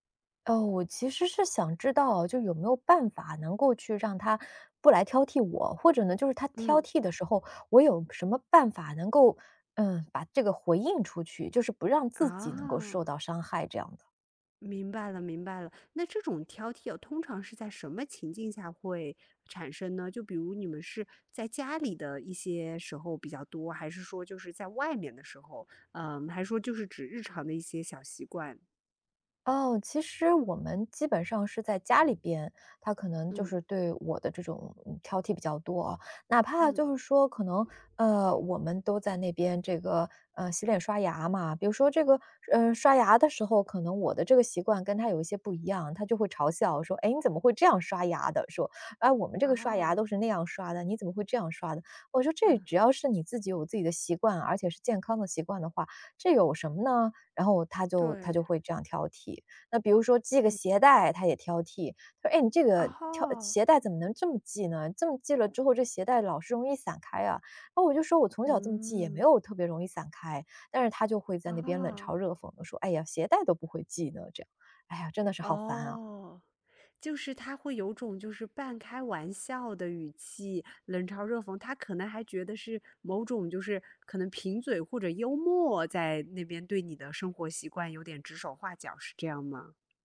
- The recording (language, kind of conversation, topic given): Chinese, advice, 当伴侣经常挑剔你的生活习惯让你感到受伤时，你该怎么沟通和处理？
- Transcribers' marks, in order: none